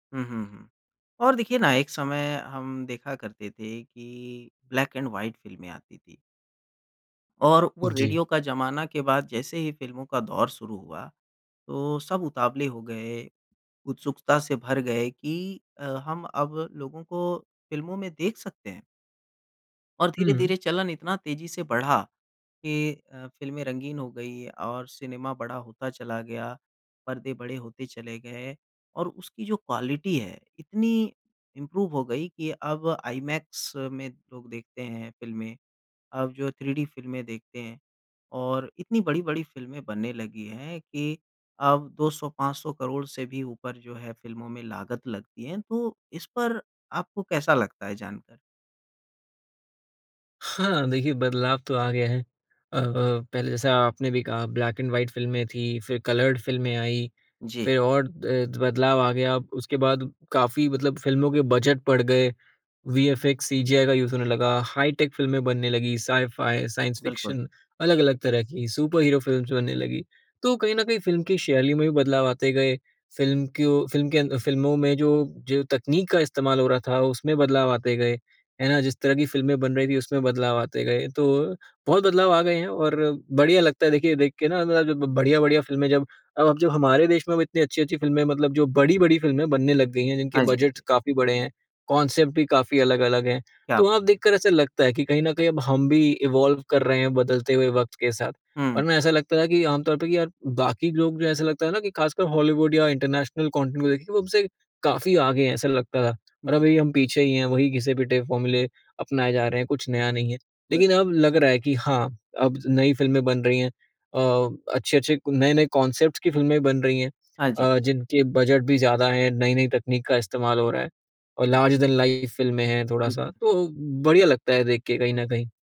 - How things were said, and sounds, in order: in English: "ब्लैक एंड व्हाइट"; in English: "क्वालिटी"; in English: "इम्प्रूव"; in English: "ब्लैक एंड व्हाइट"; in English: "कलर्ड"; in English: "यूज़"; in English: "हाईटेक"; in English: "सुपर हीरो फ़िल्म्स"; unintelligible speech; in English: "कॉनसेप्ट"; in English: "इवॉल्व"; in English: "इंटरनेशनल कंटेंट"; in English: "फ़ॉर्मूले"; in English: "कॉनसेप्ट्स"; in English: "लर्जर देन लाइफ़"
- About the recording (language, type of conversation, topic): Hindi, podcast, बचपन की कौन सी फिल्म तुम्हें आज भी सुकून देती है?